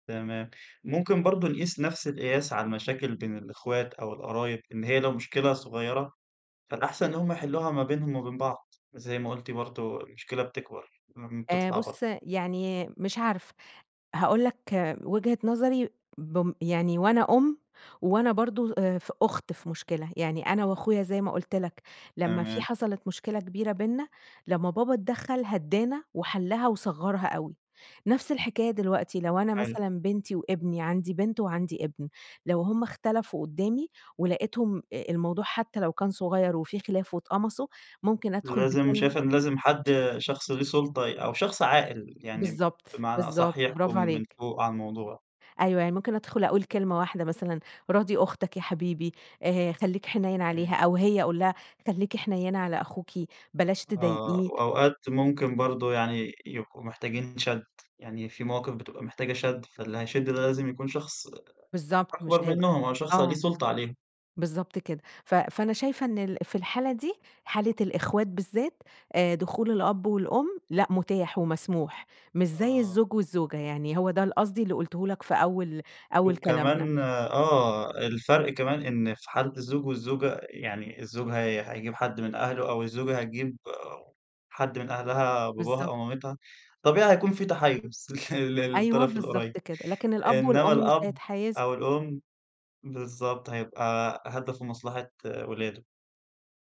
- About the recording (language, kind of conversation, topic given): Arabic, podcast, إنت شايف العيلة المفروض تتدخل في الصلح ولا تسيب الطرفين يحلوها بين بعض؟
- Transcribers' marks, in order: tapping